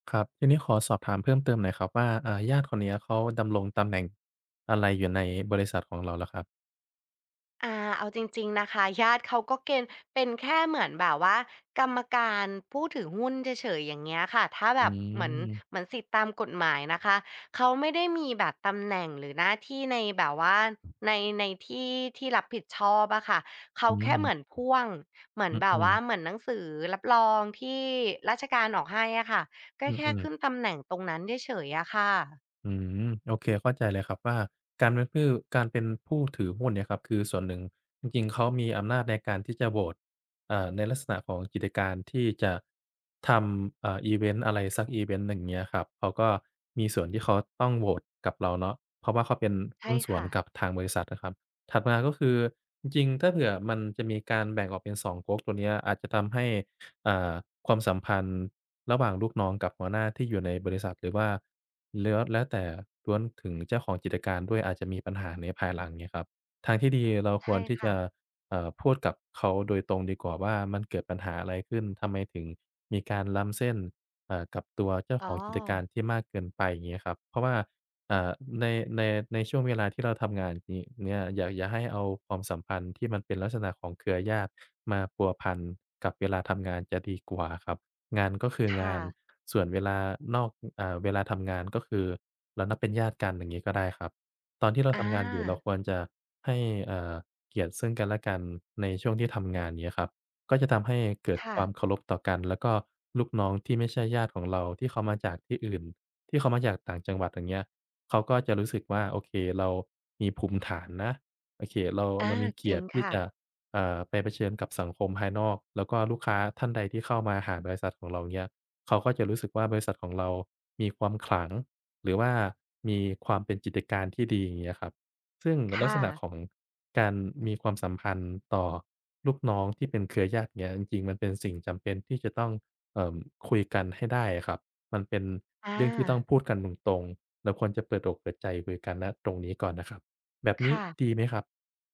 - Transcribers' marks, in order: other background noise; tapping; "กิจการ" said as "จิตการ"
- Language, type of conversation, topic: Thai, advice, คุณควรตั้งขอบเขตและรับมือกับญาติที่ชอบควบคุมและละเมิดขอบเขตอย่างไร?